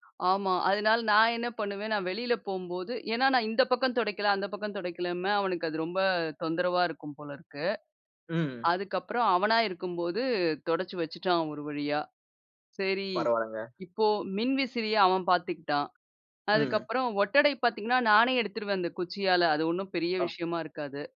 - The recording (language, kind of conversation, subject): Tamil, podcast, வீடு சுத்தம் செய்வதில் குடும்பத்தினரை ஈடுபடுத்த, எந்த கேள்விகளை கேட்க வேண்டும்?
- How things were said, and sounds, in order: none